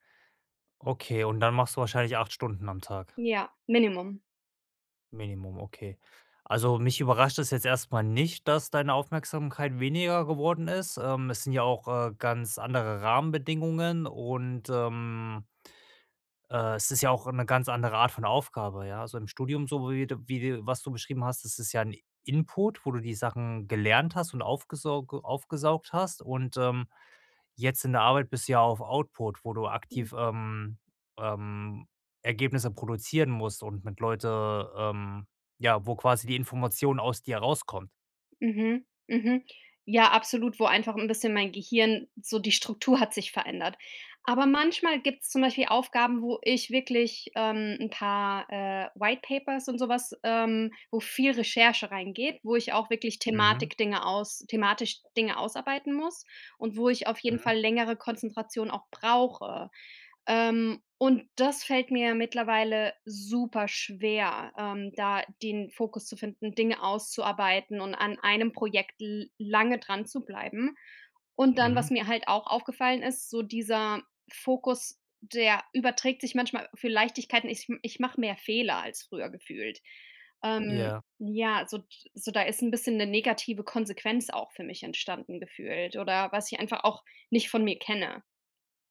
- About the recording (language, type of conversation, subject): German, advice, Wie kann ich meine Konzentration bei Aufgaben verbessern und fokussiert bleiben?
- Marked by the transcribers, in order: in English: "Input"; in English: "Output"; in English: "White Papers"